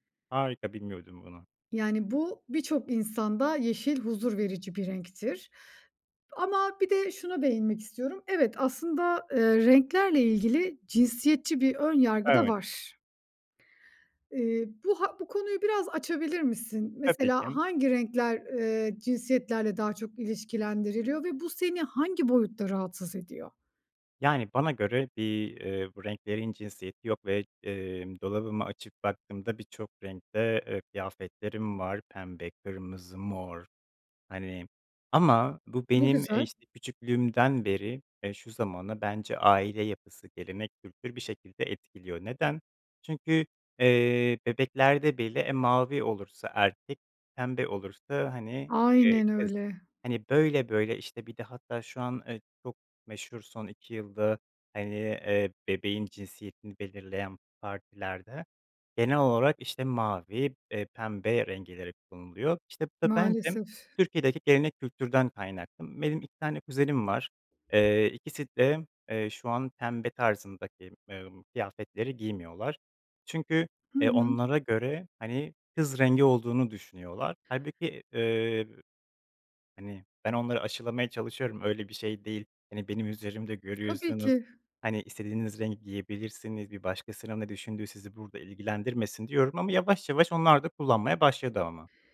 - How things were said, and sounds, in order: "renkleri" said as "rengeleri"; tapping; other background noise
- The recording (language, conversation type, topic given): Turkish, podcast, Renkler ruh halini nasıl etkiler?